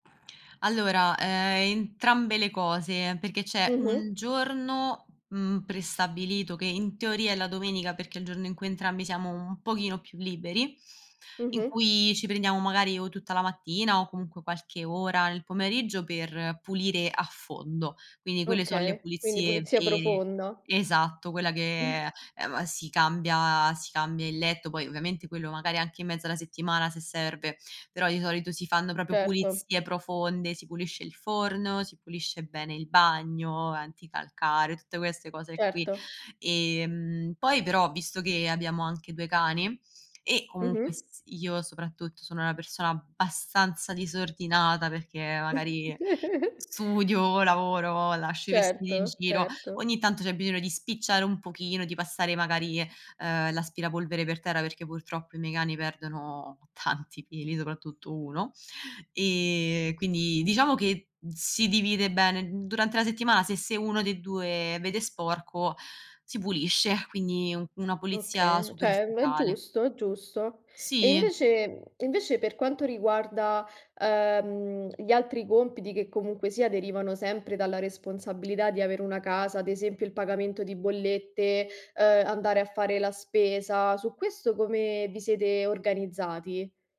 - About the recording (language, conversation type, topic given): Italian, podcast, Com’è organizzata la divisione dei compiti in casa con la famiglia o con i coinquilini?
- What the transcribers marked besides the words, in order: other background noise; chuckle; chuckle; "cioè" said as "ceh"; tapping